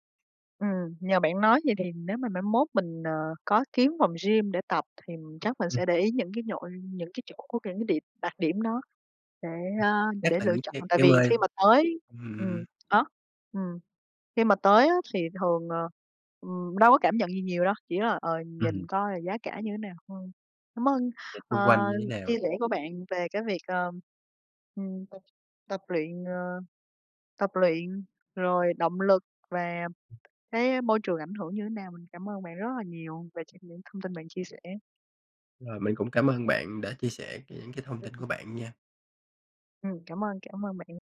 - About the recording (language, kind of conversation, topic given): Vietnamese, unstructured, Bạn có thể chia sẻ cách bạn duy trì động lực khi tập luyện không?
- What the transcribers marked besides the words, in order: tapping; unintelligible speech; other background noise; unintelligible speech